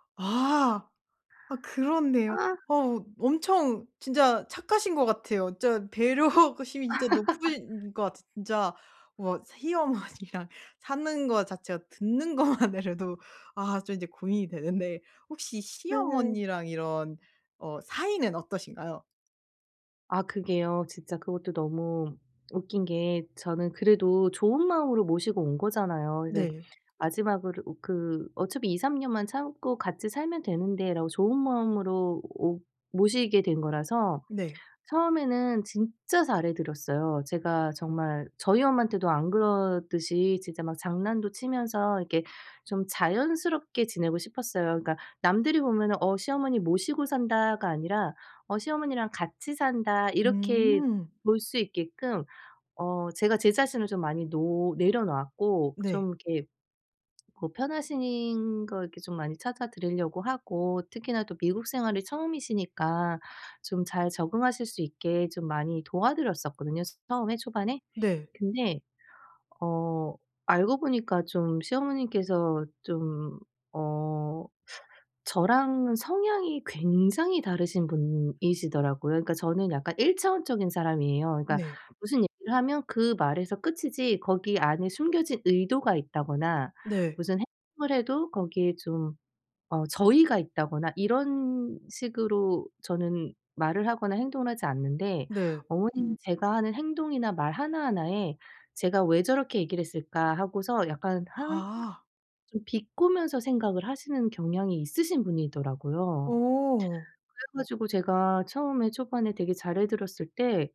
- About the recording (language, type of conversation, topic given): Korean, advice, 집 환경 때문에 쉬기 어려울 때 더 편하게 쉬려면 어떻게 해야 하나요?
- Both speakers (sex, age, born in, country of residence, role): female, 25-29, South Korea, Germany, advisor; female, 40-44, South Korea, United States, user
- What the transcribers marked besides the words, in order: laughing while speaking: "배려심이"; laugh; tapping; laughing while speaking: "시어머니랑"; laughing while speaking: "것만으로도"; other background noise